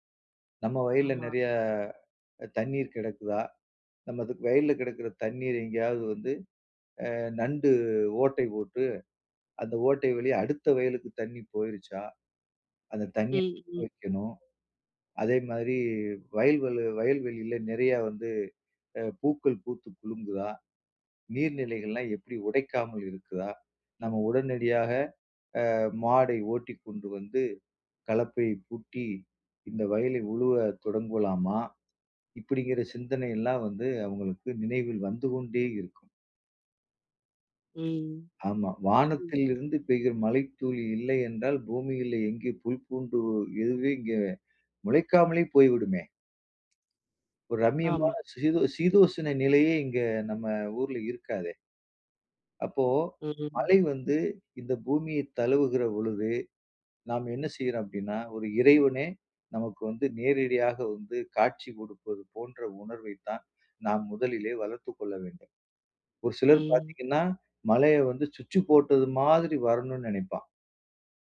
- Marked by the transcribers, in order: unintelligible speech; "தொடங்கலாமா" said as "தொடங்வுலாமா"; other background noise; "எதுவுமே" said as "எதுவே"
- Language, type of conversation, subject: Tamil, podcast, மழை பூமியைத் தழுவும் போது உங்களுக்கு எந்த நினைவுகள் எழுகின்றன?